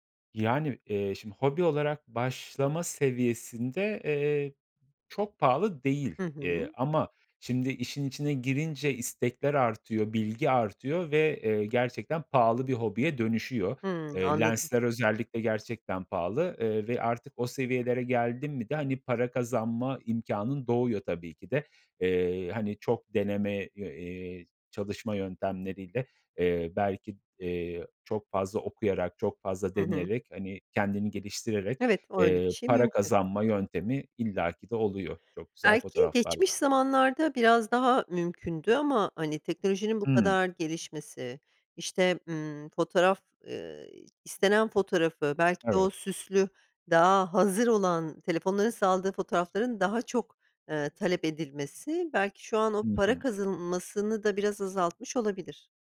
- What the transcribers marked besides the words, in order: none
- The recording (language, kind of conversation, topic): Turkish, podcast, Fotoğraf çekmeye yeni başlayanlara ne tavsiye edersin?